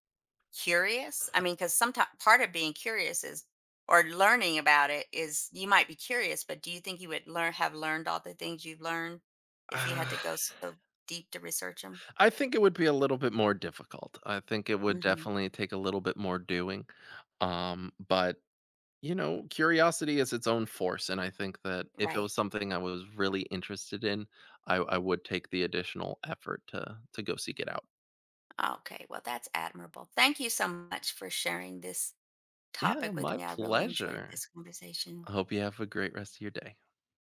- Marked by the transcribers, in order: other noise
- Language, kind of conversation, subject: English, podcast, What helps you keep your passion for learning alive over time?